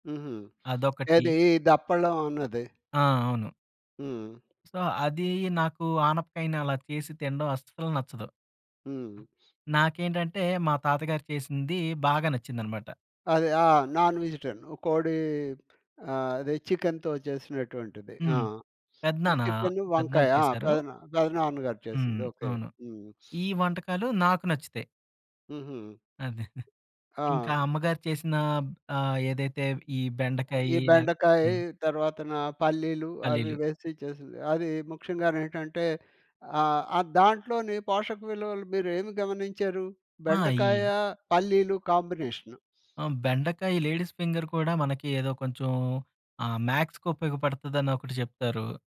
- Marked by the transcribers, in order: in English: "సో"; other background noise; in English: "నాన్ వెజిటేరియన్"; sniff; chuckle; tapping; in English: "లేడీస్ ఫింగర్"; in English: "మ్యాక్స్‌కు"
- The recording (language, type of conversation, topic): Telugu, podcast, చిన్నప్పటి నుంచి నీకు ఇష్టమైన వంటకం ఏది?